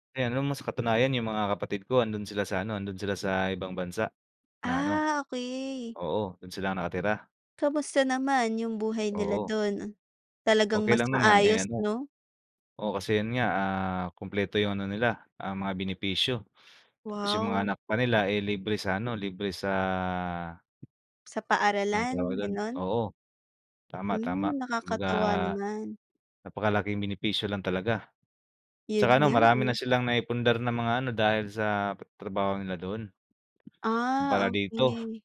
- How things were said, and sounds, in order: tapping
- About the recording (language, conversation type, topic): Filipino, unstructured, Ano ang palagay mo sa mga tagumpay ng mga Pilipino sa ibang bansa?